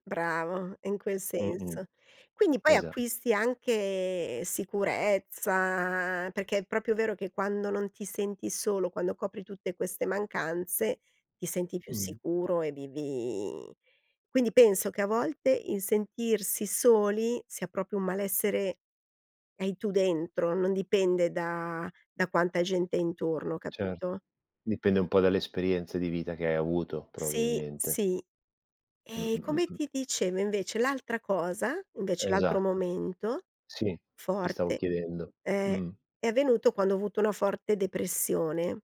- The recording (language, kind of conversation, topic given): Italian, podcast, Cosa puoi fare quando ti senti solo anche in mezzo alla gente?
- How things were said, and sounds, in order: "proprio" said as "propio"; tapping; "proprio" said as "propio"